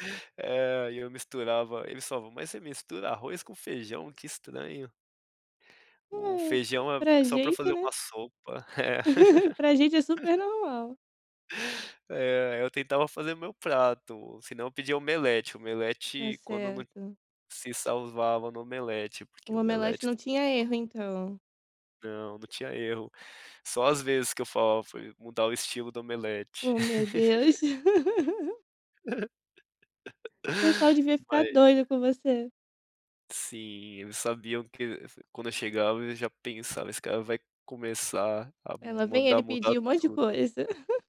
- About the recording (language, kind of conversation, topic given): Portuguese, podcast, Que lugar te rendeu uma história para contar a vida toda?
- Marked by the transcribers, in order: chuckle; laugh; unintelligible speech; laugh; laugh; chuckle